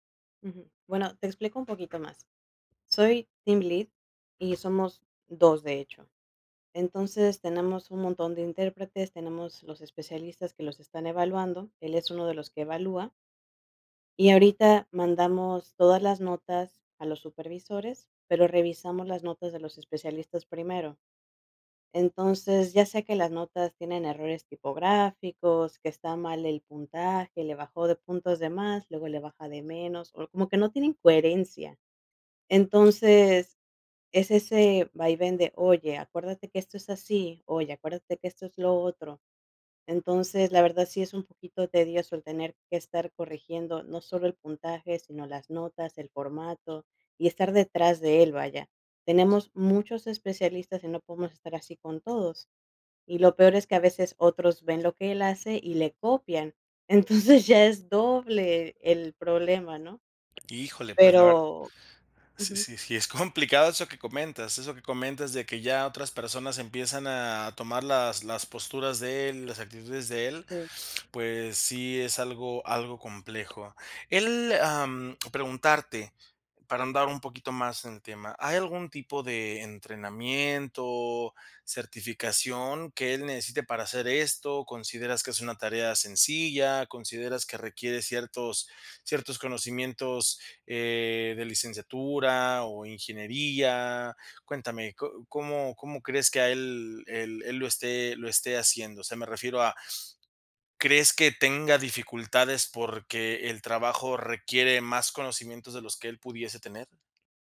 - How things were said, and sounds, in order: other background noise; laughing while speaking: "entonces"
- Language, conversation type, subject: Spanish, advice, ¿Cómo puedo decidir si despedir o retener a un empleado clave?